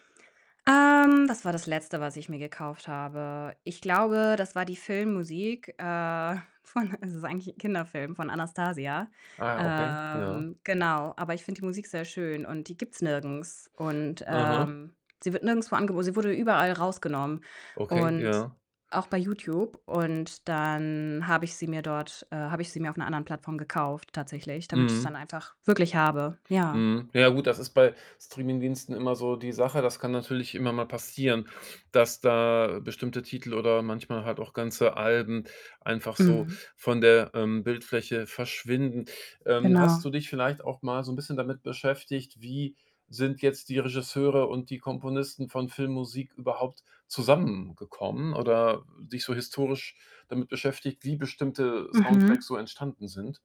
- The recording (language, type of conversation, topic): German, podcast, Wie wichtig ist Musik für einen Film, deiner Meinung nach?
- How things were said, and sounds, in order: other background noise; distorted speech; drawn out: "habe"; laughing while speaking: "von"; drawn out: "Ähm"; "nirgendwo" said as "nirgendswo"; drawn out: "dann"